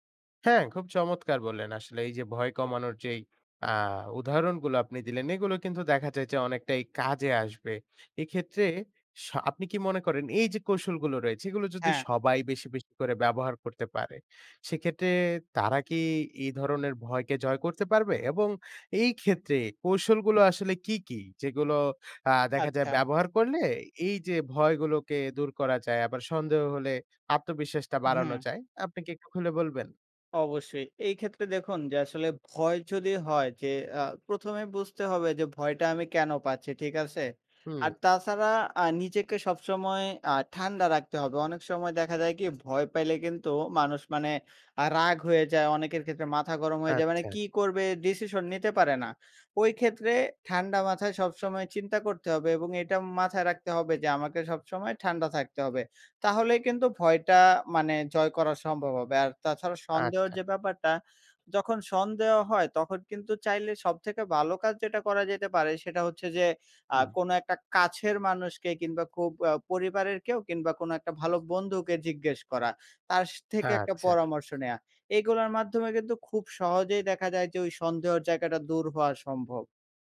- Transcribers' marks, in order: other background noise; tapping
- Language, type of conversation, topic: Bengali, podcast, তুমি কীভাবে নিজের ভয় বা সন্দেহ কাটাও?